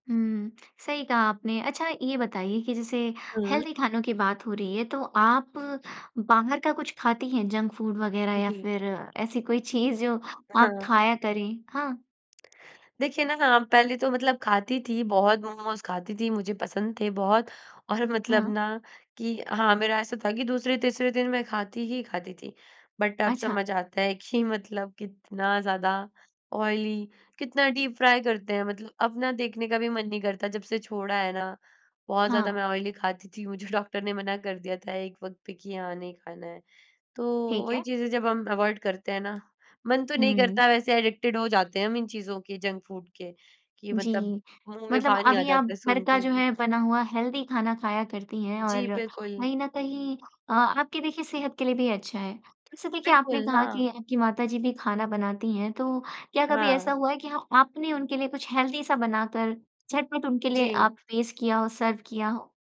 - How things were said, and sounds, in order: in English: "हेल्दी"; in English: "जंक फ़ूड"; in English: "बट"; laughing while speaking: "कि"; in English: "ऑयली"; in English: "डीप फ्राय"; in English: "ऑयली"; laughing while speaking: "डॉक्टर"; in English: "अवॉइड"; in English: "एडिक्टेड"; in English: "जंक फ़ूड"; in English: "हेल्दी"; in English: "हेल्दी"; in English: "सर्व"
- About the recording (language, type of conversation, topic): Hindi, podcast, घर में पौष्टिक खाना बनाना आसान कैसे किया जा सकता है?